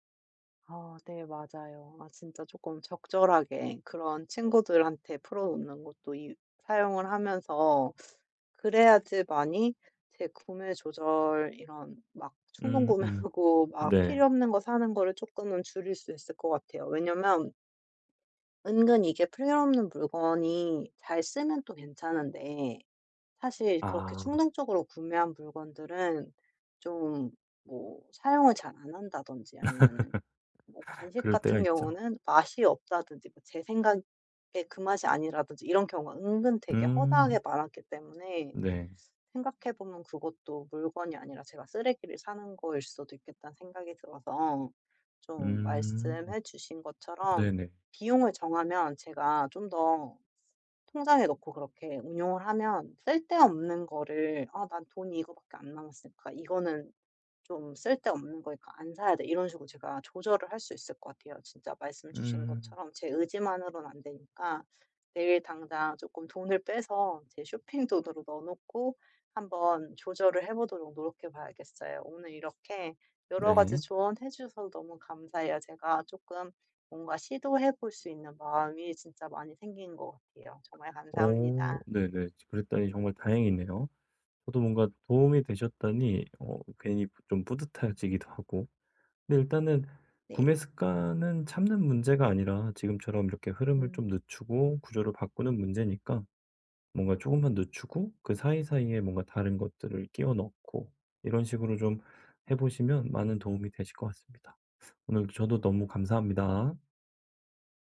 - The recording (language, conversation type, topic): Korean, advice, 일상에서 구매 습관을 어떻게 조절하고 꾸준히 유지할 수 있을까요?
- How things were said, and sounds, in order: tapping; teeth sucking; laughing while speaking: "구매하고"; laugh; teeth sucking; other background noise